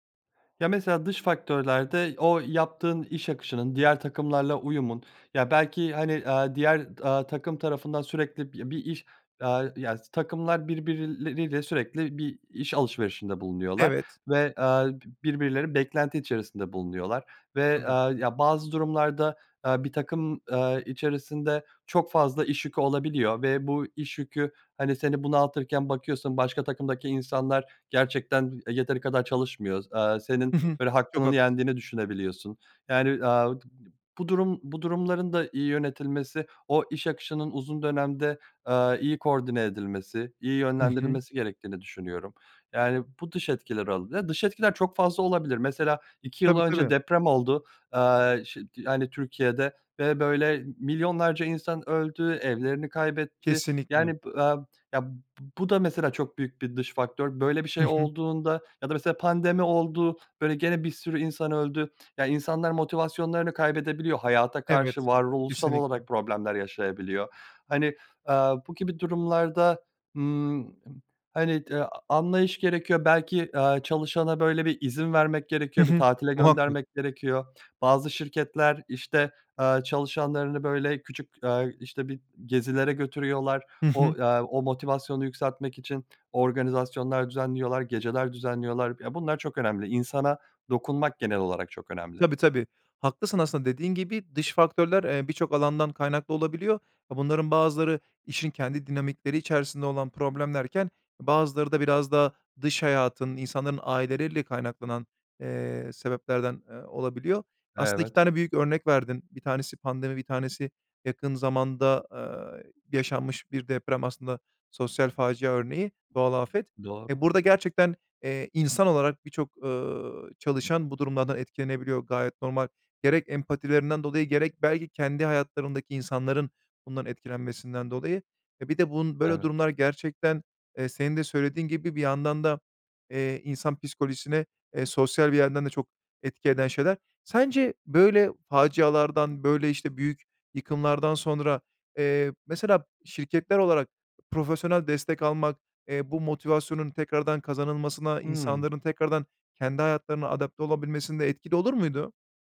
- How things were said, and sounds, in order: other noise
- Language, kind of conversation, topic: Turkish, podcast, Motivasyonu düşük bir takımı nasıl canlandırırsın?